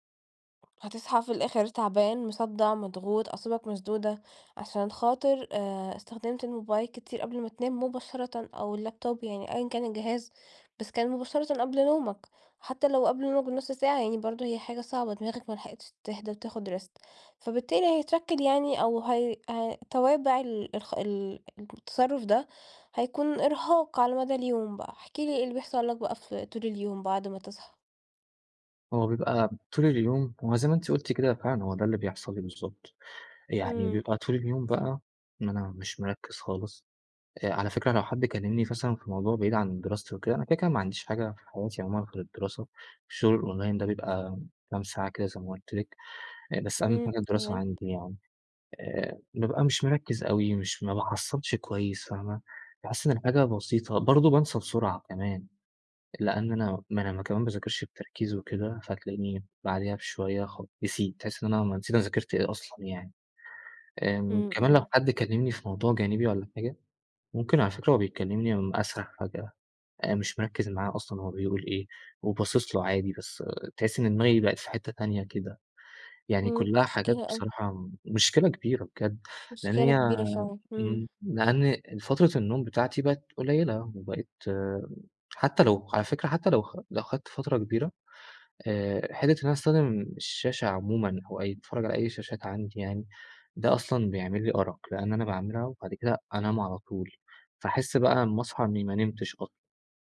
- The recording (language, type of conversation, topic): Arabic, advice, ازاي أقلل وقت استخدام الشاشات قبل النوم؟
- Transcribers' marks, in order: tapping; in English: "اللابتوب"; in English: "rest"; in English: "الأونلاين"